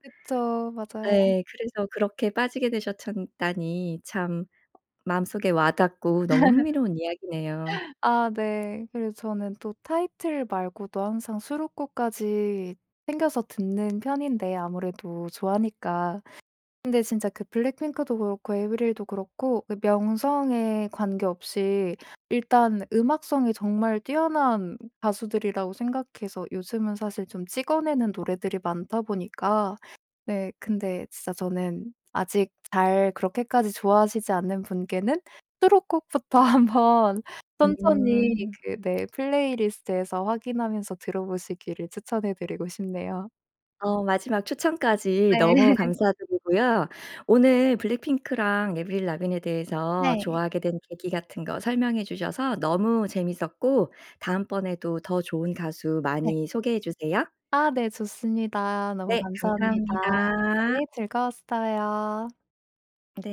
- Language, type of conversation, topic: Korean, podcast, 좋아하는 가수나 밴드에 대해 이야기해 주실 수 있나요?
- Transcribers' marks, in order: tapping; laugh; other background noise; laughing while speaking: "한번"; laugh